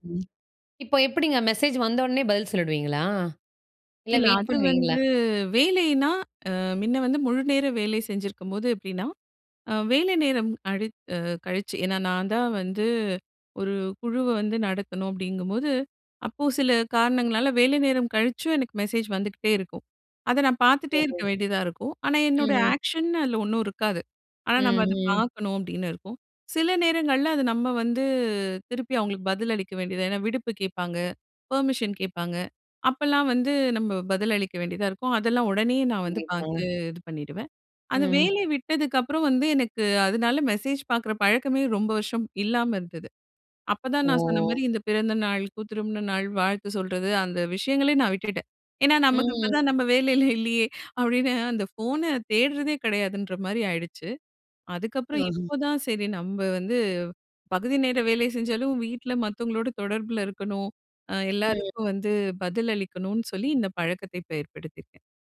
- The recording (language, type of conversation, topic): Tamil, podcast, நீங்கள் செய்தி வந்தவுடன் உடனே பதிலளிப்பீர்களா?
- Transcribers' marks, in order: other background noise; in English: "ஆக்க்ஷன்"; laughing while speaking: "இப்ப நம்ப வேலையில இல்லையே"